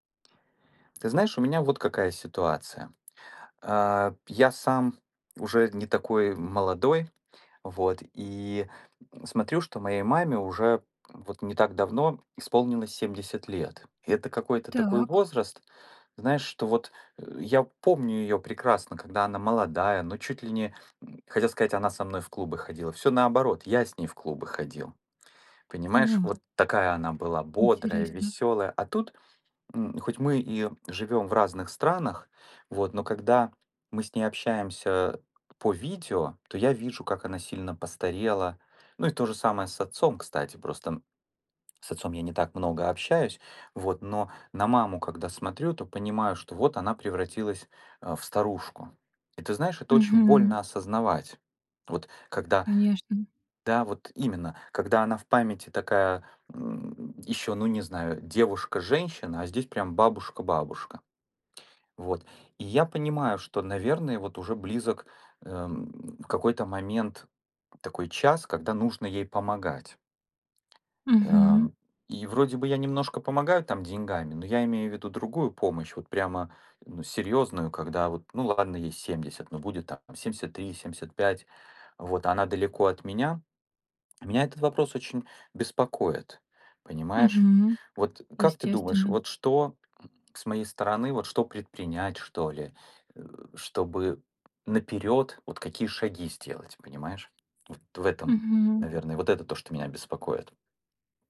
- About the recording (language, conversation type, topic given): Russian, advice, Как справляться с уходом за пожилым родственником, если неизвестно, как долго это продлится?
- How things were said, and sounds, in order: tapping; background speech; other background noise